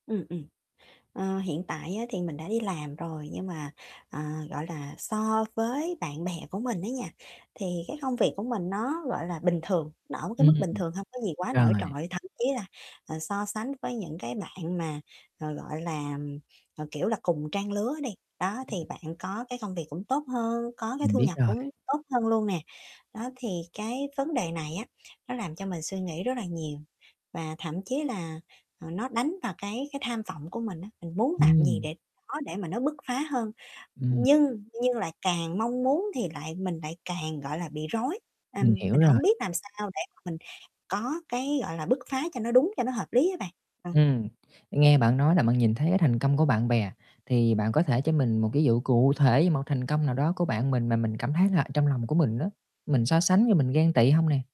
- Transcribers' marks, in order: static; distorted speech; other background noise; unintelligible speech; tapping; other noise
- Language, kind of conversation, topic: Vietnamese, advice, Làm sao để bớt so sánh bản thân với bạn bè, giảm ghen tị và cảm thấy ổn hơn?